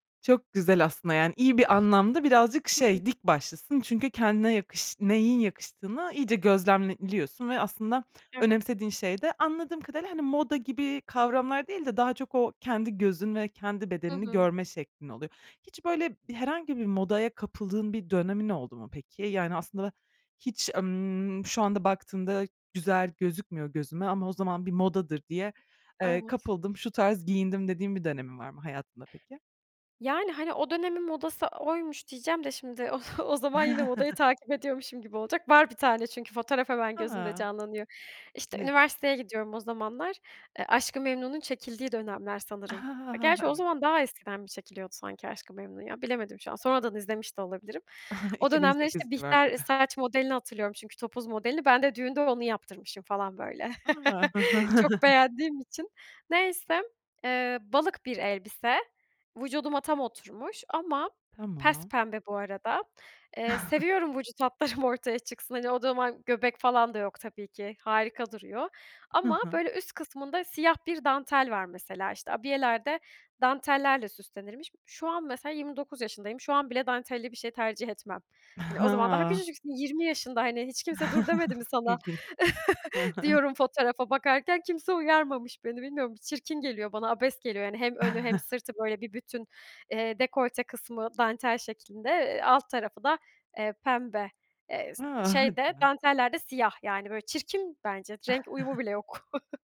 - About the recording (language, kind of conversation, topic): Turkish, podcast, Bedenini kabul etmek stilini nasıl şekillendirir?
- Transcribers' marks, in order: other background noise; "gözlemliyorsun" said as "gözlemliliyorsun"; chuckle; chuckle; chuckle; chuckle; chuckle; "zaman" said as "doman"; chuckle; chuckle; chuckle; chuckle; unintelligible speech; chuckle